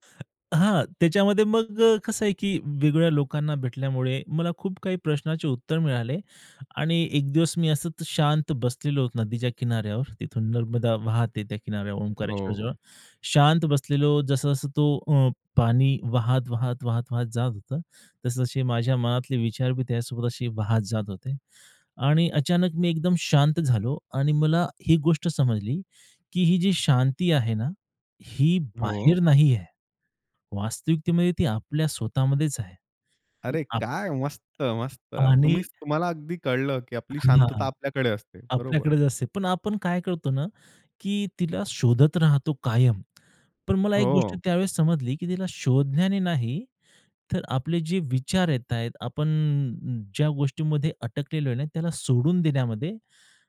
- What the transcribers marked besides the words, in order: tapping; other noise
- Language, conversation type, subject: Marathi, podcast, तू वेगवेगळ्या परिस्थितींनुसार स्वतःला वेगवेगळ्या भूमिकांमध्ये बसवतोस का?